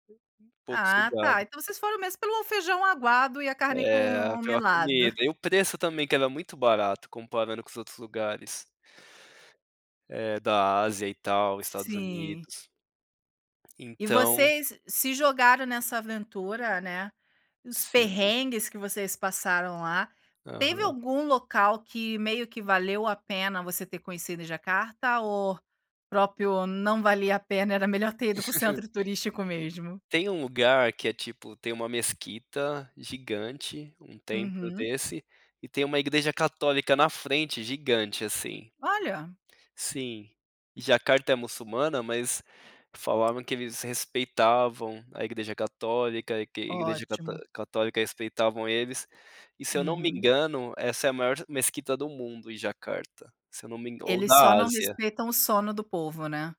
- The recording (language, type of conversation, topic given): Portuguese, podcast, Me conta sobre uma viagem que despertou sua curiosidade?
- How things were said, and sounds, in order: laugh